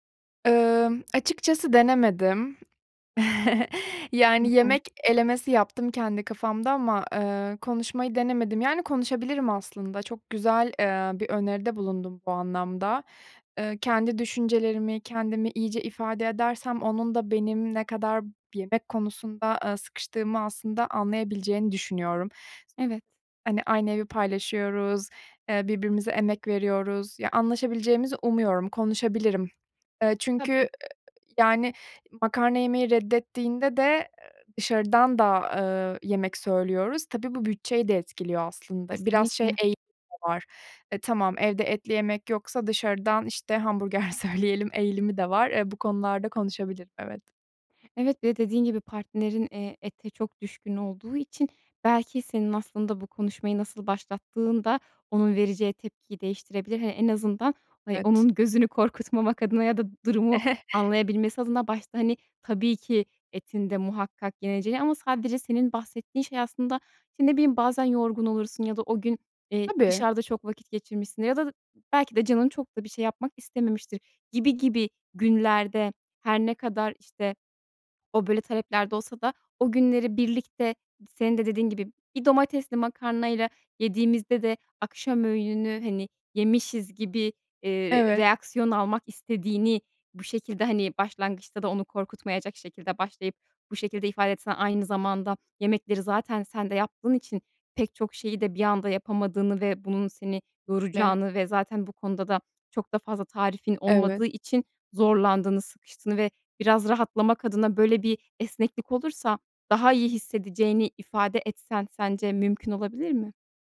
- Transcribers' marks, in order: other background noise; chuckle; unintelligible speech; laughing while speaking: "söyleyelim"; chuckle; tapping; unintelligible speech
- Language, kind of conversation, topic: Turkish, advice, Ailenizin ya da partnerinizin yeme alışkanlıklarıyla yaşadığınız çatışmayı nasıl yönetebilirsiniz?